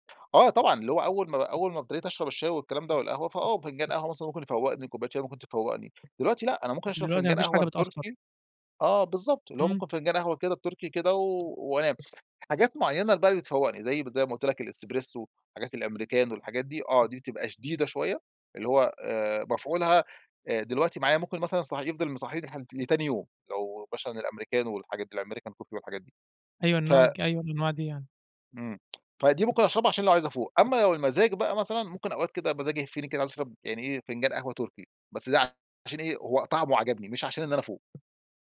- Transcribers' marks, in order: other background noise; tapping; in Italian: "الاسبريسو"; in Italian: "الأمريكانو"; "مثلًا" said as "مشلًا"; in Italian: "الأمريكانو"; in English: "الأمريكان كوفي"
- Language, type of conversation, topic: Arabic, podcast, إيه عاداتك مع القهوة أو الشاي في البيت؟